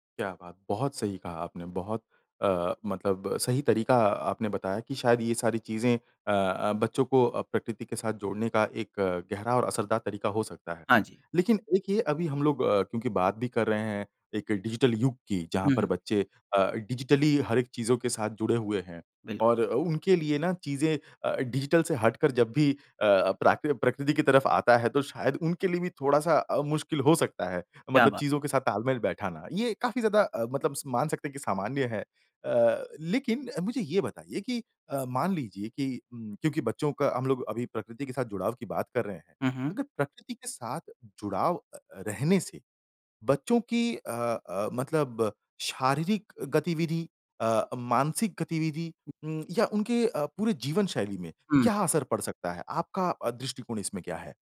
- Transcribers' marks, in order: in English: "डिजिटली"
- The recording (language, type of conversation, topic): Hindi, podcast, बच्चों को प्रकृति से जोड़े रखने के प्रभावी तरीके